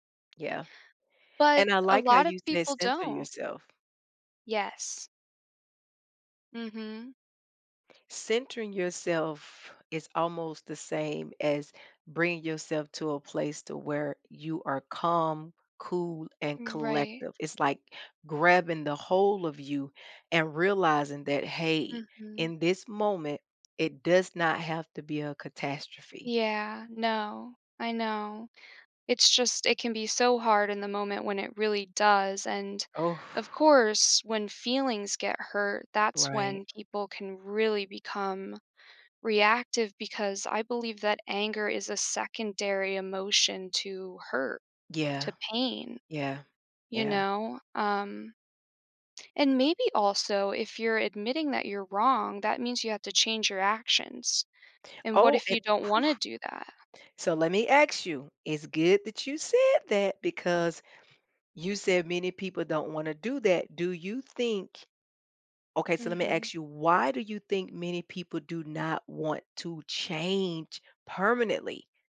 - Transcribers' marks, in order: tapping; stressed: "change"
- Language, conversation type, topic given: English, unstructured, Why do people find it hard to admit they're wrong?
- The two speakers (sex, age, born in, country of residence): female, 30-34, United States, United States; female, 45-49, United States, United States